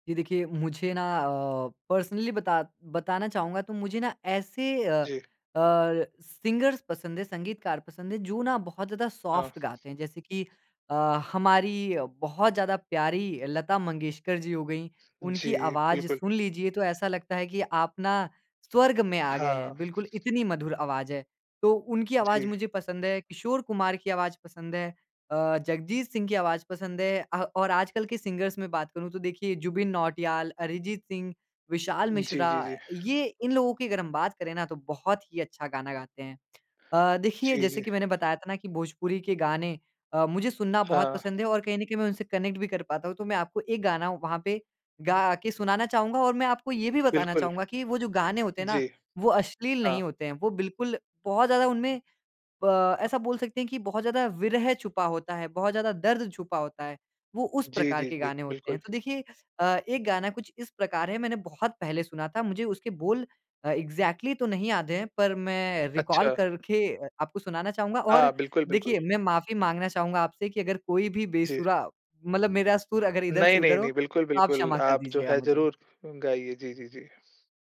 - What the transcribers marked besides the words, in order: tapping; in English: "पर्सनली"; in English: "सिंगर्स"; in English: "सॉफ्ट"; other background noise; in English: "सिंगर्स"; tongue click; in English: "कनेक्ट"; in English: "एग्ज़ैक्टली"; in English: "रिकॉल"
- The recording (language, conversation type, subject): Hindi, podcast, किस भाषा के गानों से तुम सबसे ज़्यादा जुड़ते हो?